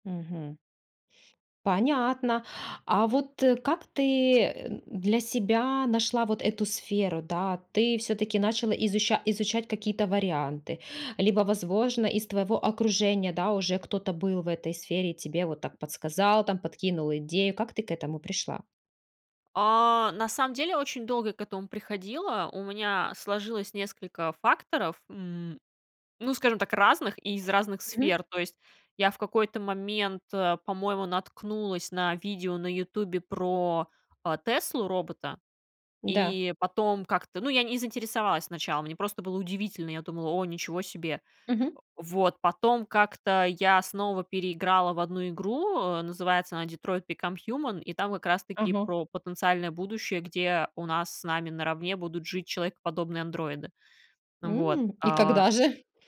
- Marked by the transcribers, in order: "возможно" said as "возвожно"; tapping; other noise
- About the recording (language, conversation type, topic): Russian, podcast, Что даёт тебе ощущение смысла в работе?